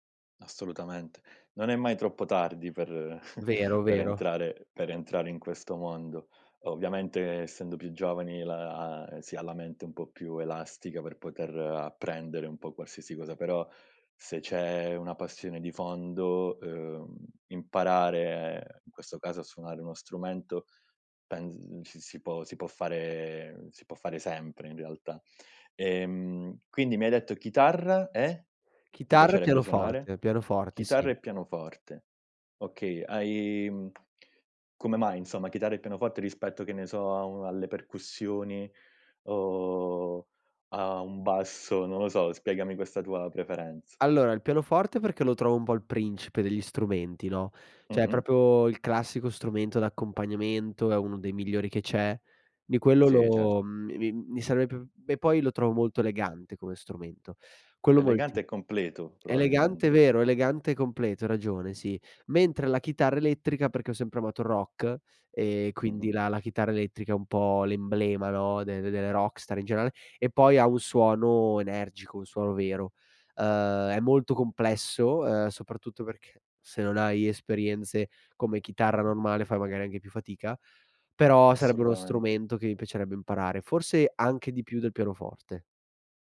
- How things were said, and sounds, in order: chuckle; tapping; "po'" said as "bo"
- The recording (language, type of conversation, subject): Italian, podcast, Come scopri di solito nuova musica?